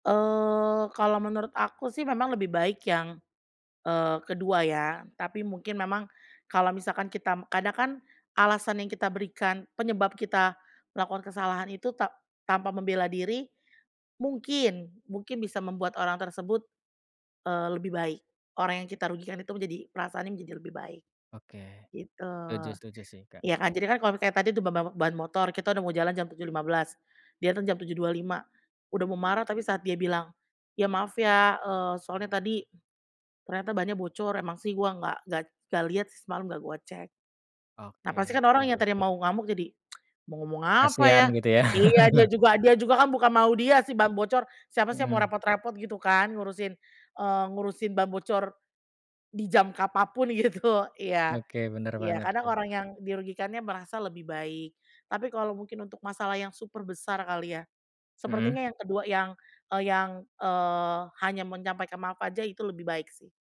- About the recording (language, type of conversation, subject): Indonesian, podcast, Bagaimana cara mengakui kesalahan tanpa terdengar defensif?
- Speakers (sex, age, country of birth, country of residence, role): female, 30-34, Indonesia, Indonesia, guest; male, 30-34, Indonesia, Indonesia, host
- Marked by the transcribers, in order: other background noise; tsk; laughing while speaking: "ya"; chuckle; tapping; laughing while speaking: "gitu"